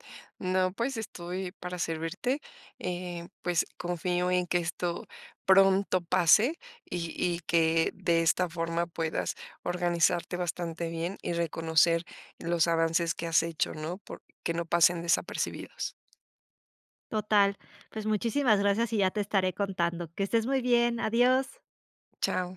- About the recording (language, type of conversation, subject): Spanish, advice, ¿Cómo puedo dejar de sentirme abrumado por tareas pendientes que nunca termino?
- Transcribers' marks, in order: tapping